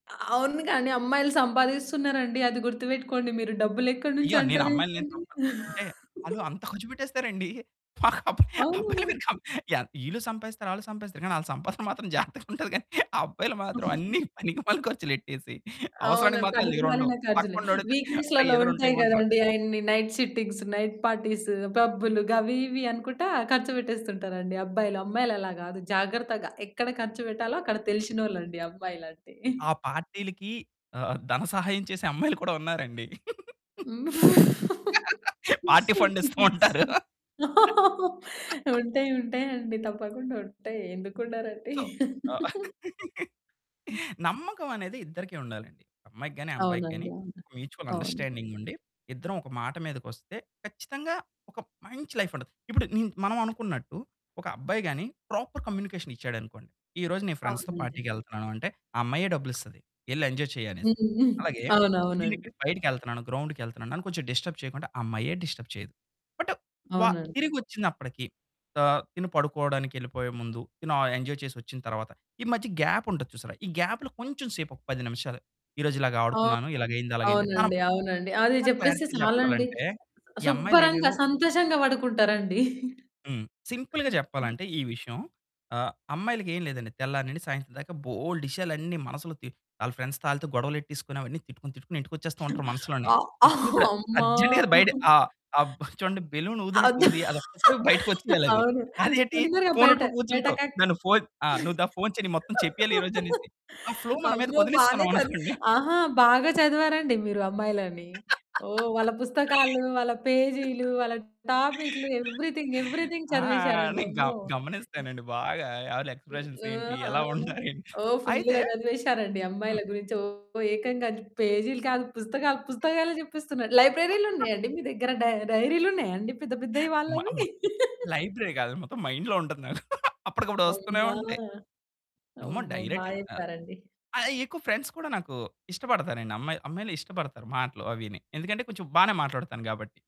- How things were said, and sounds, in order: static; lip smack; chuckle; unintelligible speech; laughing while speaking: "అబ్బాయిలు కం"; laughing while speaking: "వాళ్ళ సంపాదన మాత్రం జాగ్రత్తగా ఉంటది. కానీ అబ్బాయిలు మాత్రం అన్నీ పనికిమాలిన ఖర్చులెట్టేసి"; chuckle; in English: "వీక్ డేస్‌లో"; in English: "నైట్ షిఫ్టింగ్స్, నైట్ పార్టీస్"; tapping; laugh; laughing while speaking: "ఉంటాయి ఉంటాయండి. తప్పకుండా ఉంటాయి. ఎందుకు ఉండరండి?"; laughing while speaking: "పార్టీ ఫండ్ ఇస్తూ ఉంటారు"; in English: "పార్టీ ఫండ్"; in English: "సో"; laugh; in English: "మ్యూచువల్ అండర్‌స్టాండింగ్"; other background noise; in English: "లైఫ్"; in English: "ప్రాపర్ కమ్యూనికేషన్"; in English: "ఫ్రెండ్స్‌తో పార్టీకి"; in English: "ఎంజాయ్"; giggle; in English: "గ్రౌండ్‌కి"; in English: "డిస్టర్బ్"; in English: "డిస్టర్బ్"; in English: "బట్"; in English: "ఎంజాయ్"; in English: "గ్యాప్"; in English: "గ్యాప్‌లో"; in English: "క్లారిటీ"; in English: "సింపుల్‌గా"; chuckle; in English: "ఫ్రెండ్స్‌తో"; laughing while speaking: "అ అమ్మ!"; in English: "అర్జెంట్‌గా"; in English: "బెలూన్"; laughing while speaking: "వద్దు. అవును. తొందరగా బయట బయట కక్ అమ్మో! బానే చదివి"; in English: "ఫ్లో"; laugh; in English: "ఎవ్రీథింగ్ ఎవ్రీథింగ్"; laugh; in English: "ఎక్స్‌ప్రెషన్స్"; in English: "ఫుల్‌గా"; laughing while speaking: "ఎలా ఉంటారు?"; distorted speech; chuckle; laugh; in English: "లైబ్రరీ"; chuckle; in English: "మైండ్‌లో"; laughing while speaking: "అప్పటికప్పుడు వస్తూనే ఉంటాయి"; in English: "డైరెక్ట్"; in English: "ఫ్రెండ్స్"
- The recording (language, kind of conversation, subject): Telugu, podcast, ప్రేమలో నమ్మకం మీ అనుభవంలో ఎలా ఏర్పడుతుంది?